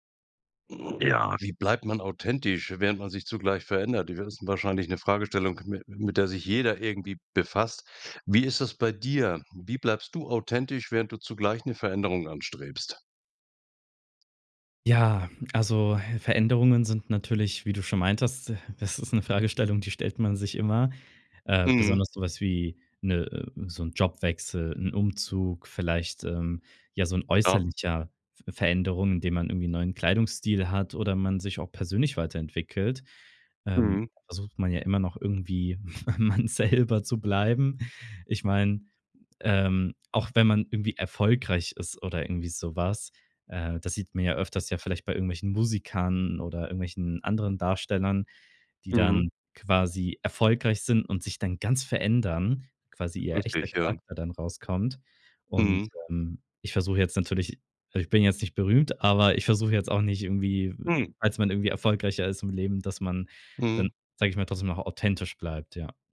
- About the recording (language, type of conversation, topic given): German, podcast, Wie bleibst du authentisch, während du dich veränderst?
- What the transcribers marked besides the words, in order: laughing while speaking: "man selber zu bleiben"; stressed: "ganz verändern"